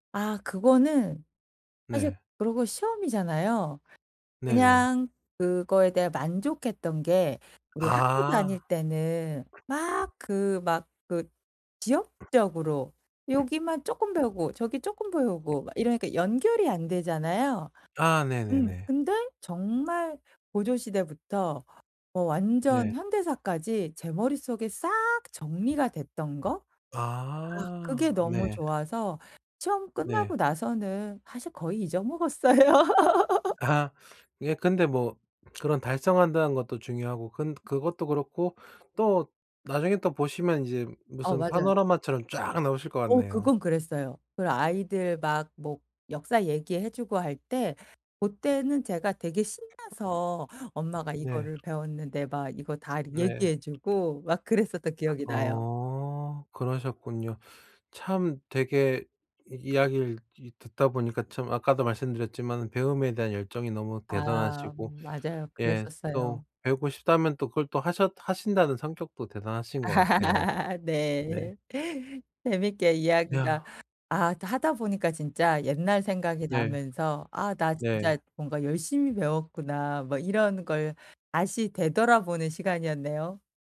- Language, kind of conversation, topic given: Korean, podcast, 평생학습을 시작하게 된 계기는 무엇이었나요?
- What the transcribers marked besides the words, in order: tapping; other background noise; laughing while speaking: "잊어먹었어요"; laugh; other noise; laugh; laughing while speaking: "네"